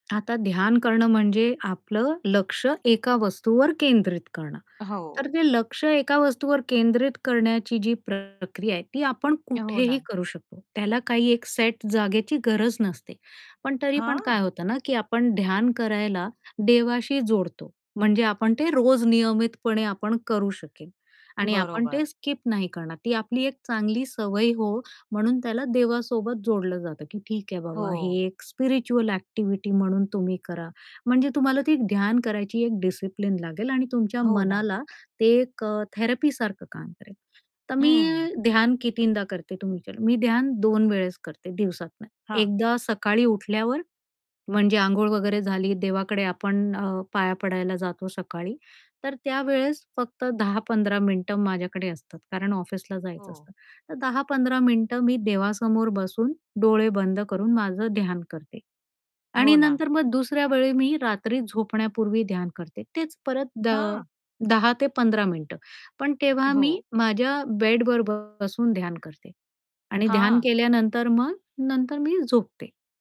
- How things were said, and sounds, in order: tapping; distorted speech; in English: "स्पिरिच्युअल"; in English: "थेरपीसारखं"; other background noise
- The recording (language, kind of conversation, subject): Marathi, podcast, रोज ध्यान केल्यामुळे तुमच्या आयुष्यात कोणते बदल जाणवले आहेत?